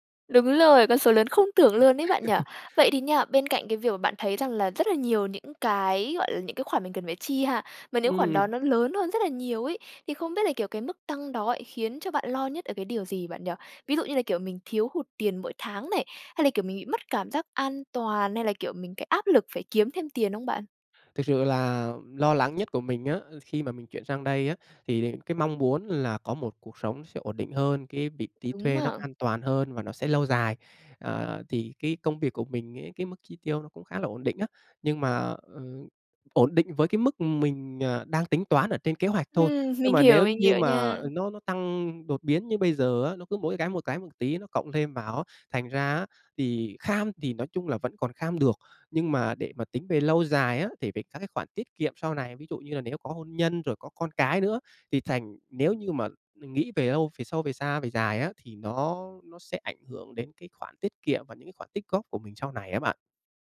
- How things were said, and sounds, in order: tapping; chuckle
- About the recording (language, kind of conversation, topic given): Vietnamese, advice, Làm sao để đối phó với việc chi phí sinh hoạt tăng vọt sau khi chuyển nhà?